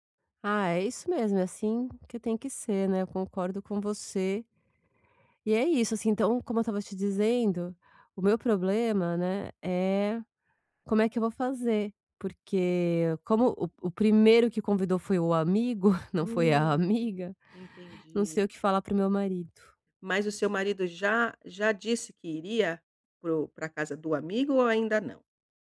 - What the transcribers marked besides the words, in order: laugh; laughing while speaking: "amiga"; other background noise
- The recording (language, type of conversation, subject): Portuguese, advice, Como conciliar planos festivos quando há expectativas diferentes?